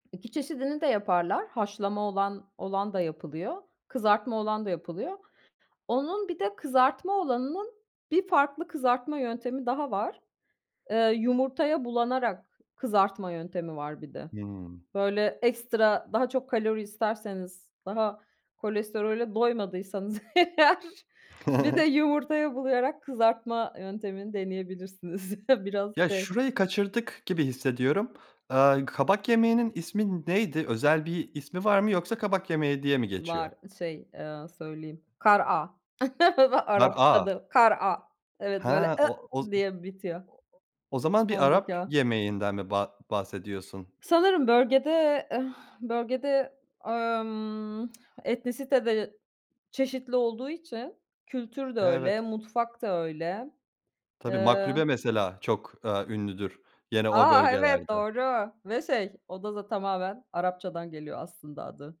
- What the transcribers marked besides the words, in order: other background noise; laughing while speaking: "eğer"; chuckle; chuckle; in Arabic: "kara'a"; chuckle; laughing while speaking: "Arapçada"; in Arabic: "Kar'a"; in Arabic: "kar'a"; other noise
- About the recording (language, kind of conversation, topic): Turkish, podcast, Favori ev yemeğini nasıl yapıyorsun ve püf noktaları neler?